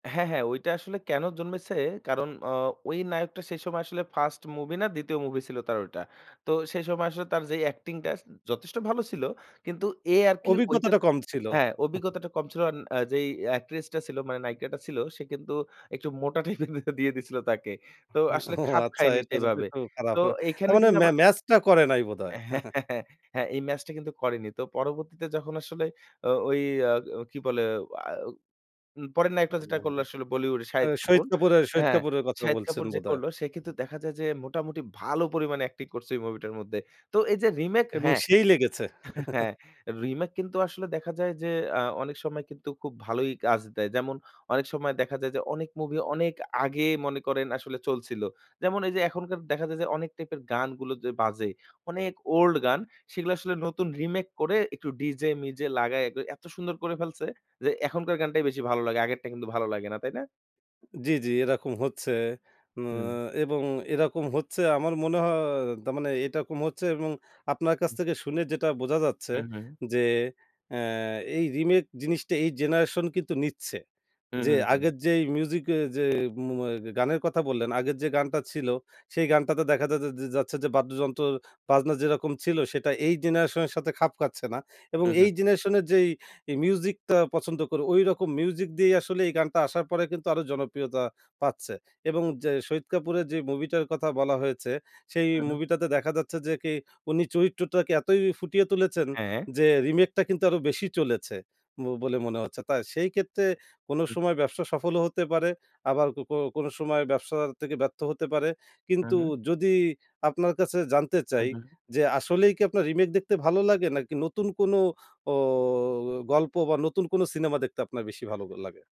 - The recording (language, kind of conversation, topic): Bengali, podcast, রিমেক কি ভালো, না খারাপ—আপনি কেন এমন মনে করেন?
- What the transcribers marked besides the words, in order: in English: "acting"; chuckle; scoff; laughing while speaking: "হা ওহ! আচ্ছা এটা যদিও একটু খারাপ"; chuckle; bird; stressed: "ভালো পরিমাণে"; in English: "acting"; chuckle; joyful: "এবং সেই লেগেছে"; chuckle; "ফেলছে" said as "ফ্যালছে"; other background noise; drawn out: "ও"